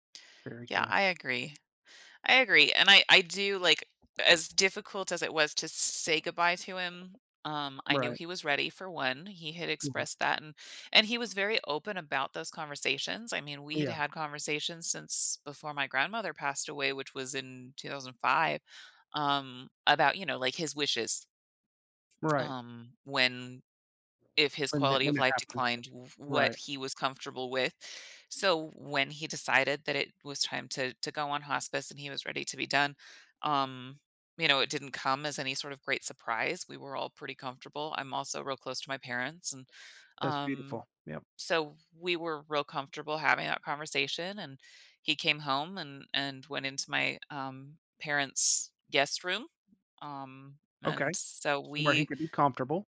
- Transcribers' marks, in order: tapping; other background noise
- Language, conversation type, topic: English, advice, How can I cope with the loss of a close family member and find support?
- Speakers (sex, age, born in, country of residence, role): female, 40-44, United States, United States, user; male, 40-44, United States, United States, advisor